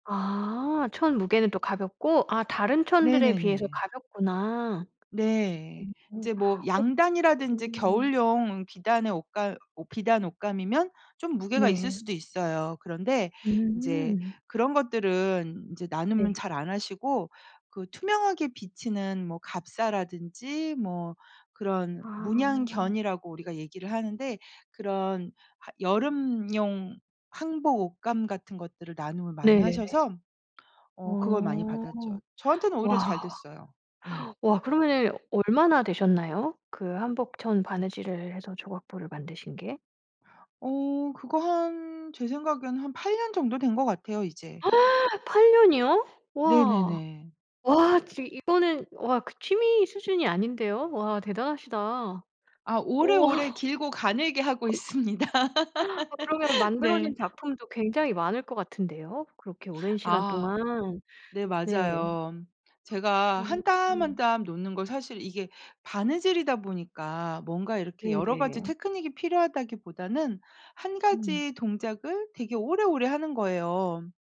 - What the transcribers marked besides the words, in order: other background noise; gasp; laughing while speaking: "오"; other noise; laughing while speaking: "있습니다"; laugh
- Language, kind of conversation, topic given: Korean, podcast, 취미로 만든 것 중 가장 자랑스러운 건 뭐예요?